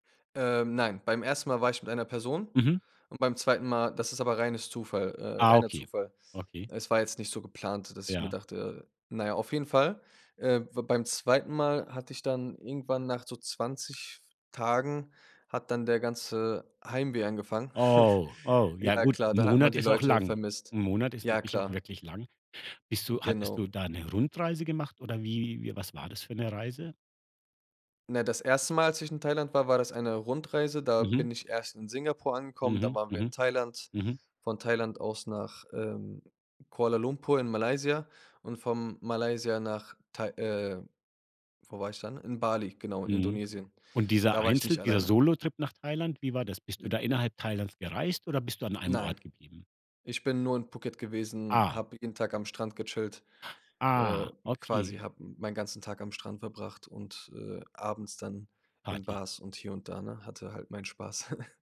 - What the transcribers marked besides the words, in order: chuckle; snort
- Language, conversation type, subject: German, podcast, Welche Tipps hast du für die erste Solo-Reise?